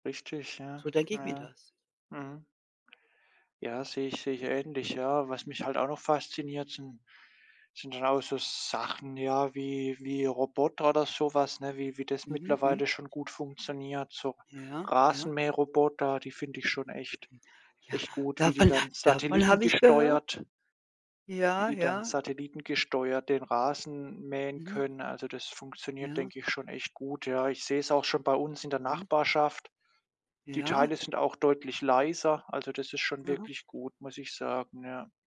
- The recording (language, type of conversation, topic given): German, unstructured, Was fasziniert dich an neuen Erfindungen?
- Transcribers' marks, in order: other background noise